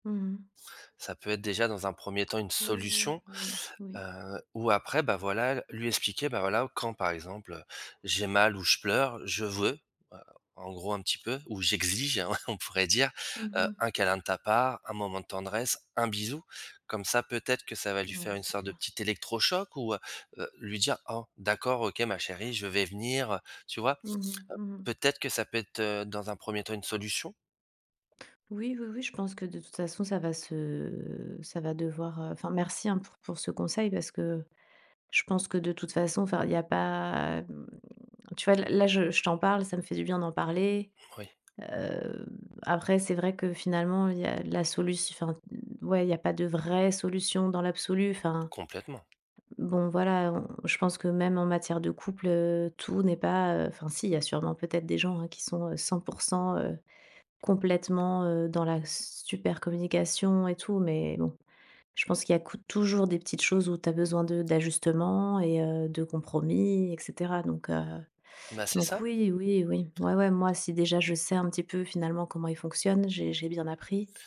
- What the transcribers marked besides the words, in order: tongue click; stressed: "solution"; stressed: "veux"; stressed: "j'exige"; chuckle; tapping; stressed: "vraie"; other background noise
- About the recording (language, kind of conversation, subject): French, advice, Comment puis-je parler de problèmes intimes ou de ma vulnérabilité pour obtenir du soutien ?